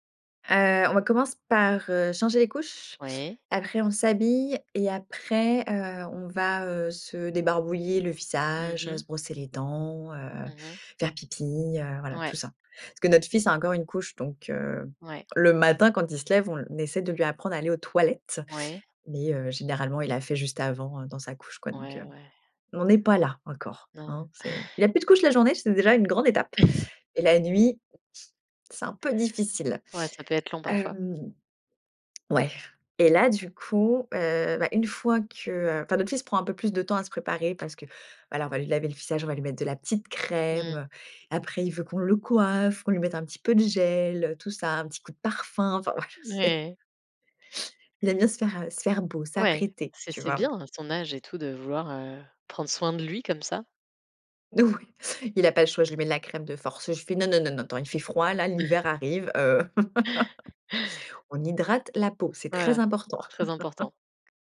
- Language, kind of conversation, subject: French, podcast, Comment vous organisez-vous les matins où tout doit aller vite avant l’école ?
- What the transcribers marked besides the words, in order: stressed: "couches"; other background noise; stressed: "toilettes"; chuckle; stressed: "crème"; stressed: "coiffe"; stressed: "parfum"; laughing while speaking: "enfin, voila, c'est"; stressed: "bien"; laughing while speaking: "N Oui"; chuckle; laugh; laugh